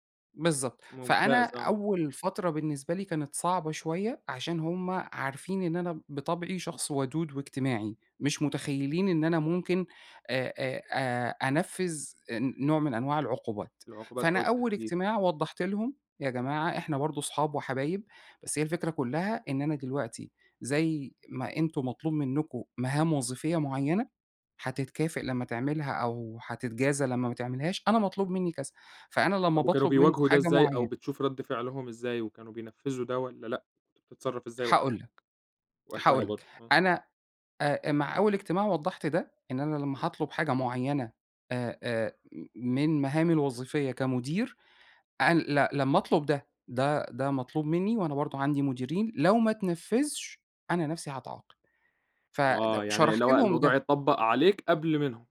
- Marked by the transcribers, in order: none
- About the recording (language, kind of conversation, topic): Arabic, podcast, إزاي بتوازن بين الحزم والتعاطف؟